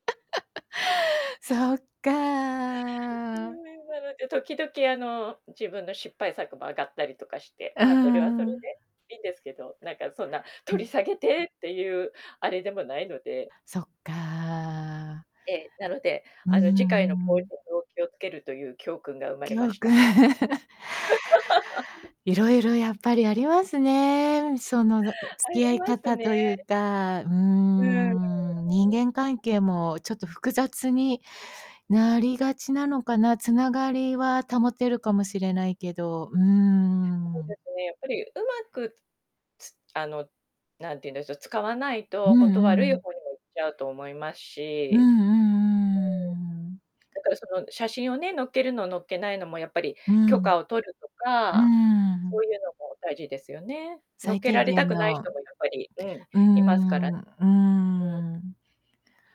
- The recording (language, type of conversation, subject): Japanese, podcast, SNSで見せている自分と実際の自分は違いますか？
- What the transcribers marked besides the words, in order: laugh; drawn out: "そっか"; distorted speech; tapping; other background noise; unintelligible speech; chuckle; laugh; drawn out: "うーん"; unintelligible speech